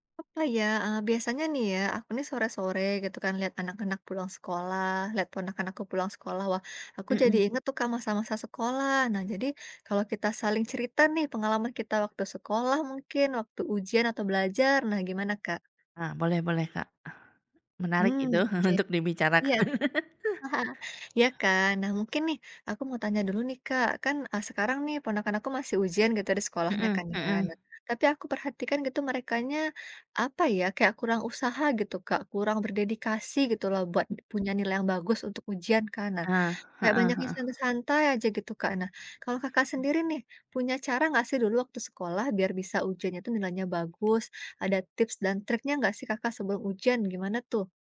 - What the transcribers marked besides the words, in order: chuckle; tapping; laughing while speaking: "dibicarakan"; chuckle; other background noise
- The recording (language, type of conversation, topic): Indonesian, unstructured, Bagaimana cara kamu mempersiapkan ujian dengan baik?